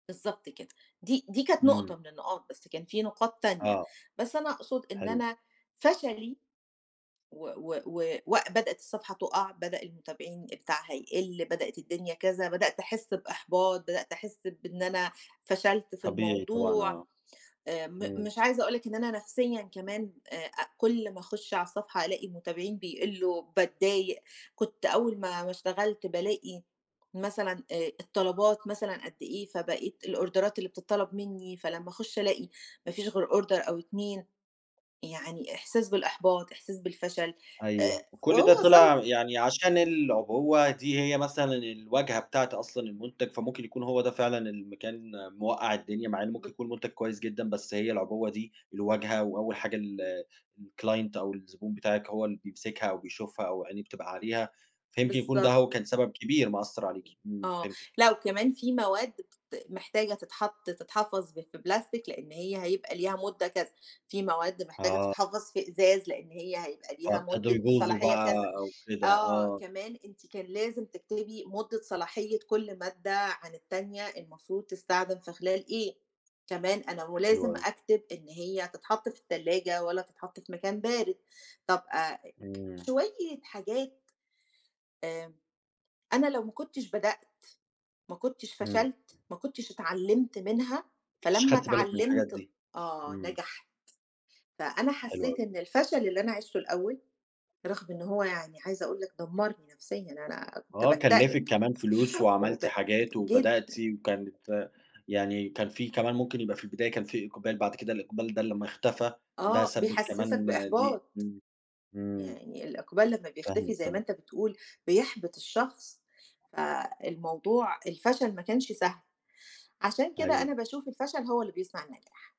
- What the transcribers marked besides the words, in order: tapping; in English: "الأوردرات"; in English: "order"; other background noise; in English: "الclient"; "تستخدم" said as "تستعدم"; chuckle
- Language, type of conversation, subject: Arabic, podcast, إيه رأيك في دور الفشل في التغيّر الشخصي؟